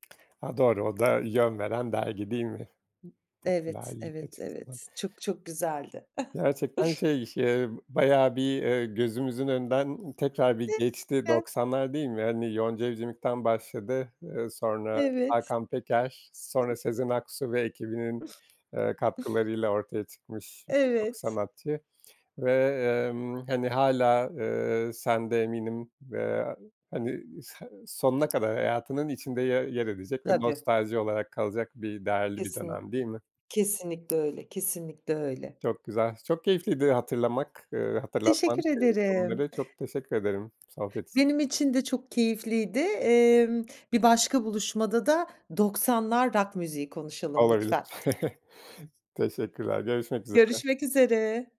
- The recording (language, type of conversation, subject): Turkish, podcast, Nostalji seni en çok hangi döneme götürür ve neden?
- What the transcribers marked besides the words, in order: other background noise; chuckle; unintelligible speech; tapping; chuckle